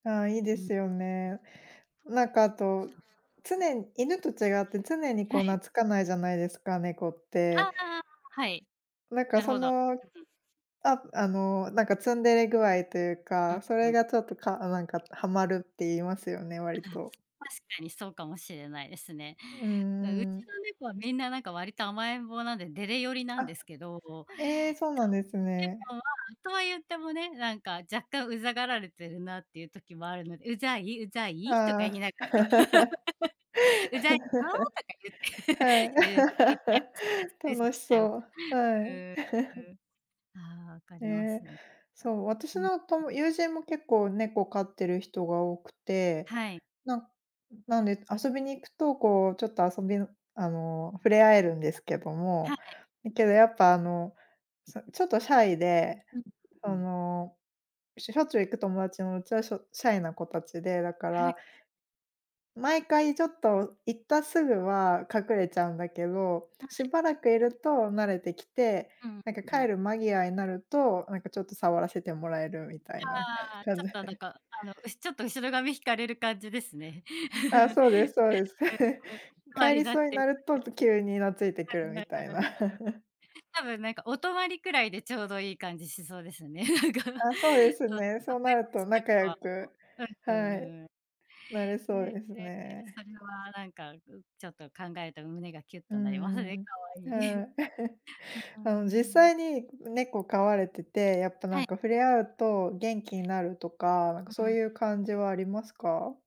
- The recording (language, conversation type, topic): Japanese, unstructured, 動物が人に与える癒しの力について、どう思いますか？
- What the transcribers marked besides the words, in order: background speech; other background noise; chuckle; chuckle; unintelligible speech; chuckle; laughing while speaking: "感じで"; chuckle; unintelligible speech; chuckle; laughing while speaking: "なんか"; unintelligible speech; chuckle